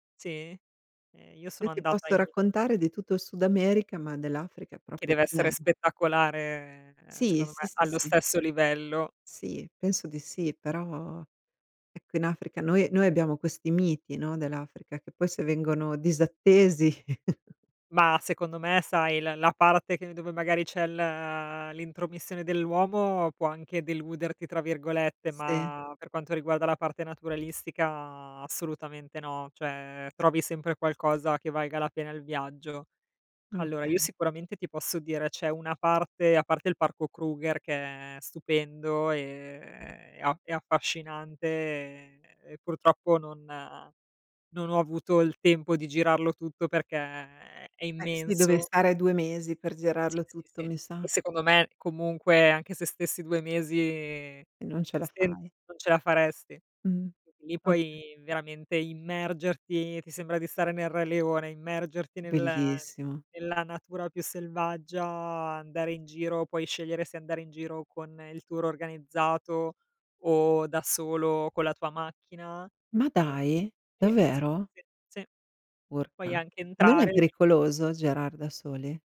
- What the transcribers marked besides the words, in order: tapping; drawn out: "spettacolare"; drawn out: "però"; chuckle; drawn out: "uhm"; drawn out: "ma"; drawn out: "naturalistica"; other background noise; drawn out: "affascinante"; drawn out: "mesi"; "okay" said as "ocche"; drawn out: "selvaggia"
- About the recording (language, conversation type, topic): Italian, unstructured, Hai mai visto un fenomeno naturale che ti ha stupito?